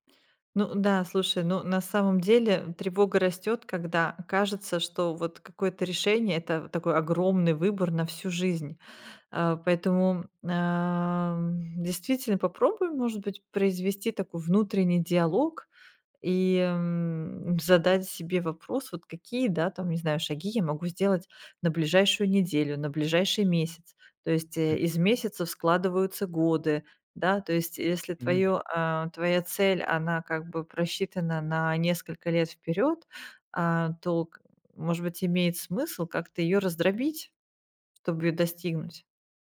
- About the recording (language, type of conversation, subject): Russian, advice, Как перестать постоянно тревожиться о будущем и испытывать тревогу при принятии решений?
- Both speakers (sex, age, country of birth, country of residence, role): female, 45-49, Russia, France, advisor; male, 20-24, Belarus, Poland, user
- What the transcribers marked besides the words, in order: tapping